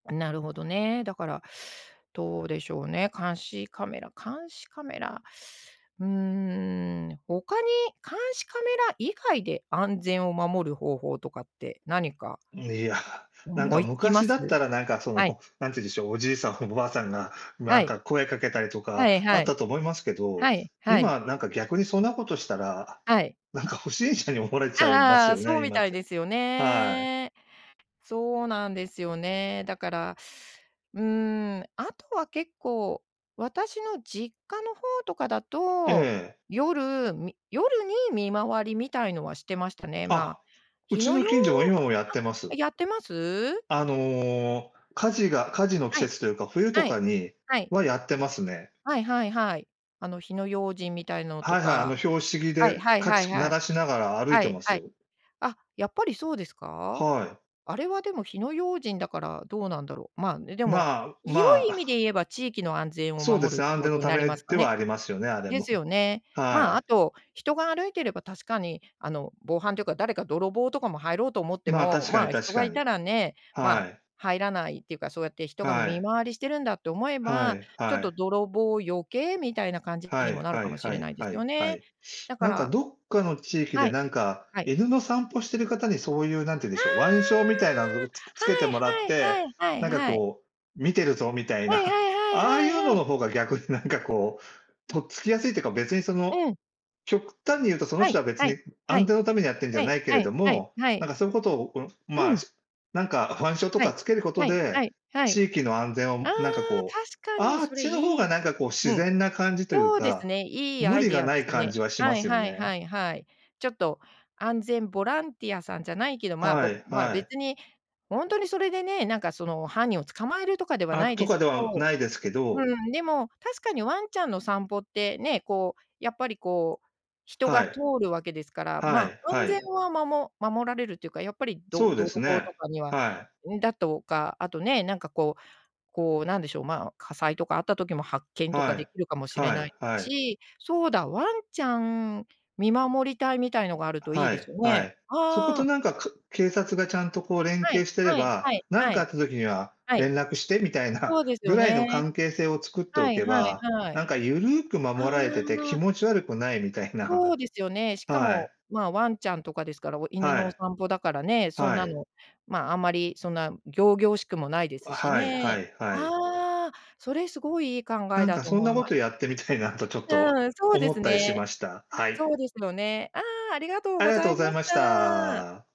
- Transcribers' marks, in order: laughing while speaking: "なんか不審者に"; other background noise; chuckle; laughing while speaking: "逆に、なんか、こう"
- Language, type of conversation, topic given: Japanese, unstructured, 地域の安全を守るために監視カメラをもっと増やすべきですか？